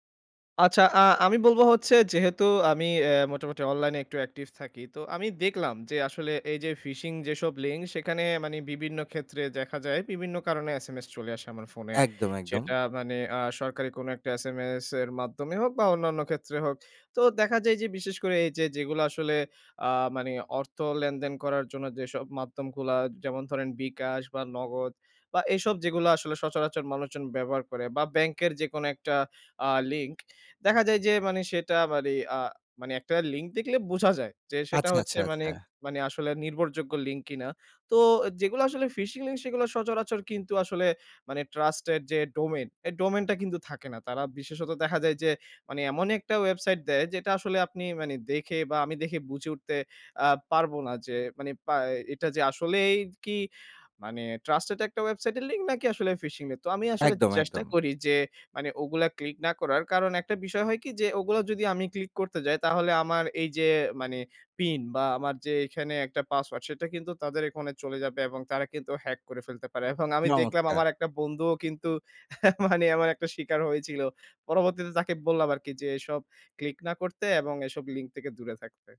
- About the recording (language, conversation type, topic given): Bengali, podcast, অনলাইন প্রতারণা বা ফিশিং থেকে বাঁচতে আমরা কী কী করণীয় মেনে চলতে পারি?
- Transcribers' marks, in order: in English: "phishing"; in English: "phishing"; in English: "phishing"; "এখানে" said as "এখনে"; scoff